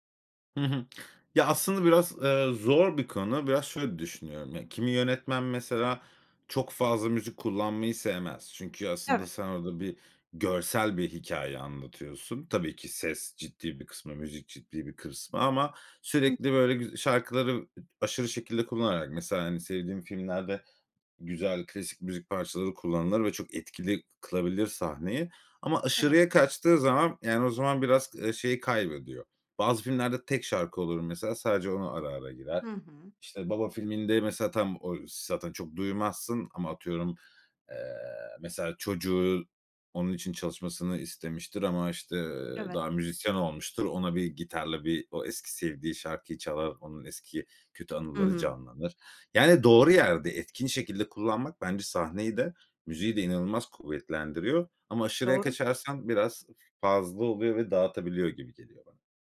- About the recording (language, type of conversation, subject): Turkish, podcast, Bir filmin bir şarkıyla özdeşleştiği bir an yaşadın mı?
- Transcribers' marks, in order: none